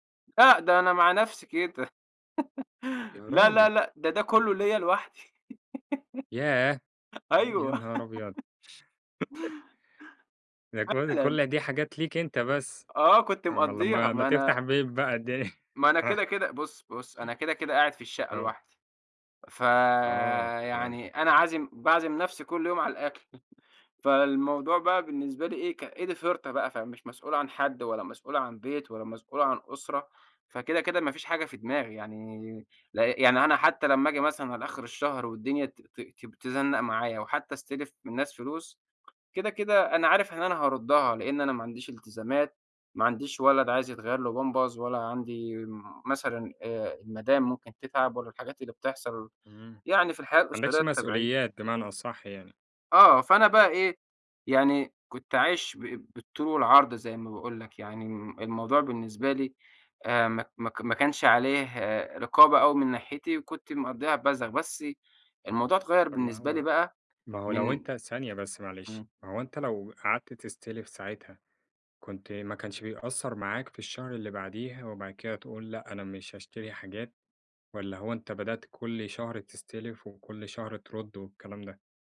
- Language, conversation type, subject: Arabic, podcast, إزاي أتسوّق بميزانية معقولة من غير ما أصرف زيادة؟
- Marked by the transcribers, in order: laugh; laugh; laugh; chuckle; tapping